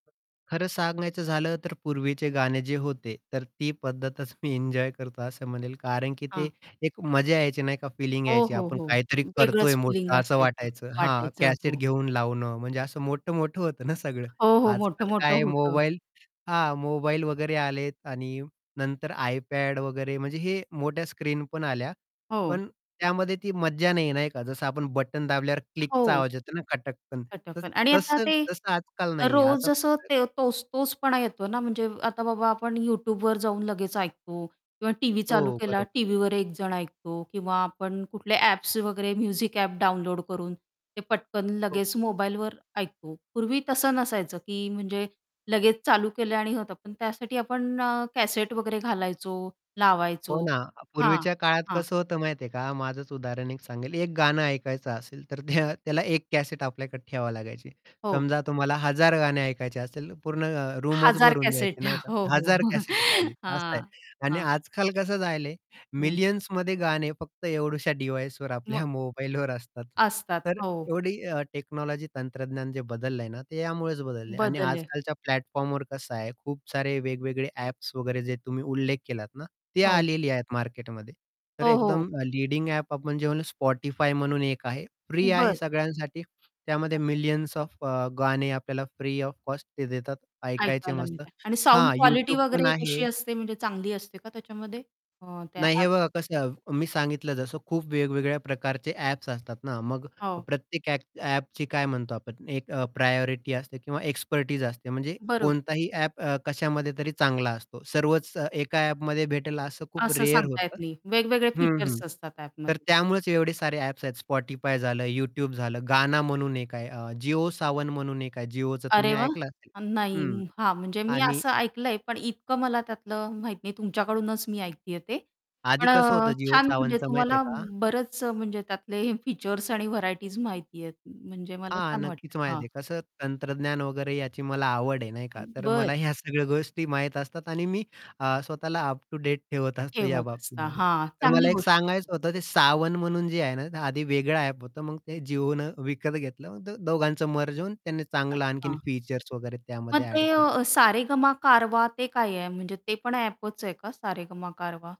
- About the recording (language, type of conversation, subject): Marathi, podcast, तंत्रज्ञानाने तुमचं संगीत ऐकण्याचं वर्तन कसं बदललं?
- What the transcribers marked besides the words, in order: static; distorted speech; unintelligible speech; in English: "म्युझिक"; chuckle; laughing while speaking: "हो, हो"; chuckle; in English: "डिव्हाइसवर"; tapping; in English: "प्लॅटफॉर्मवर"; in English: "लीडिंग"; other noise; in English: "फ्री ओएफ कोस्ट"; unintelligible speech; in English: "प्रायोरिटी"; in English: "एक्सपर्टाइज"; in English: "रेअर"; unintelligible speech; in English: "अप टू डेट"